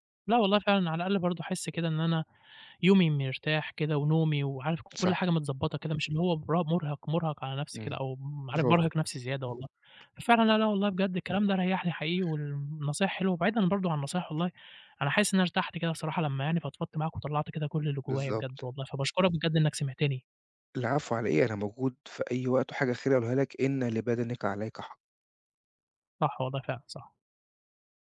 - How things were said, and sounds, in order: in Italian: "bravo"; unintelligible speech; other noise; tapping; other background noise
- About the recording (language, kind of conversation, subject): Arabic, advice, إزاي بتتعامل مع الإحساس بالذنب لما تاخد إجازة عشان ترتاح؟